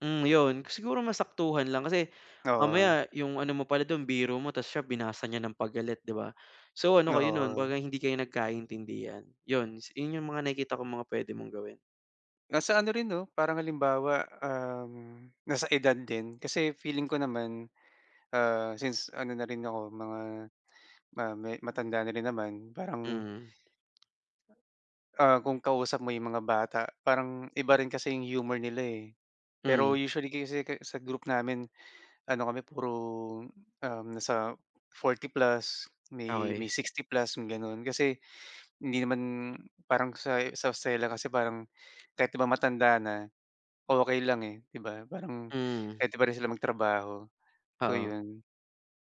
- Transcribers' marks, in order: none
- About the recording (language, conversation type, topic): Filipino, advice, Paano ko makikilala at marerespeto ang takot o pagkabalisa ko sa araw-araw?